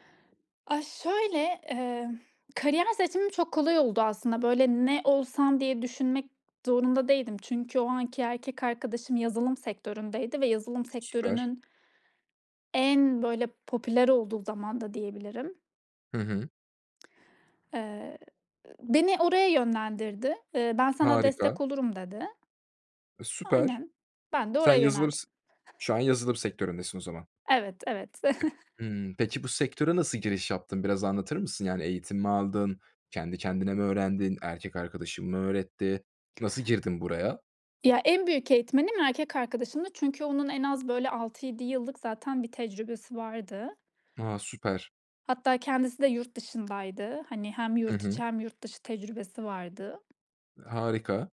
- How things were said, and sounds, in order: other background noise; chuckle; tapping
- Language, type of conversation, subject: Turkish, podcast, Kariyerini değiştirmeye neden karar verdin?